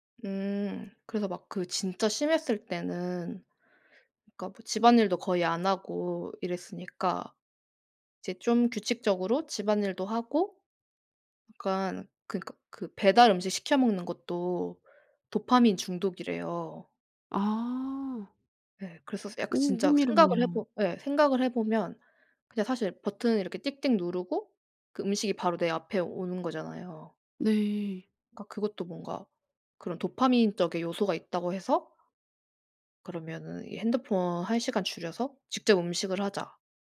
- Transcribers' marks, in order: tapping
- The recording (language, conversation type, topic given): Korean, podcast, 디지털 디톡스는 어떻게 시작하나요?